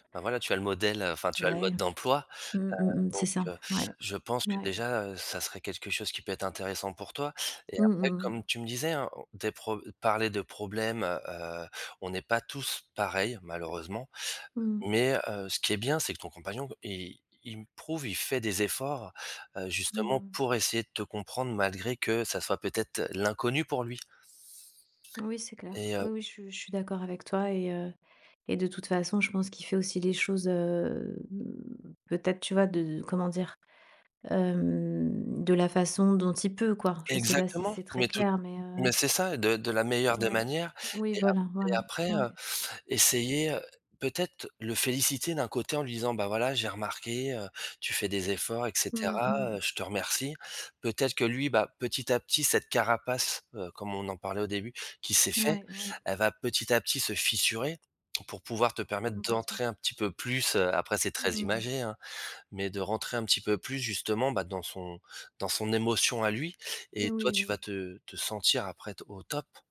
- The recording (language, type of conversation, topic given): French, advice, Comment puis-je parler de problèmes intimes ou de ma vulnérabilité pour obtenir du soutien ?
- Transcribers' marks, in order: drawn out: "heu"; stressed: "peut"; stressed: "carapace"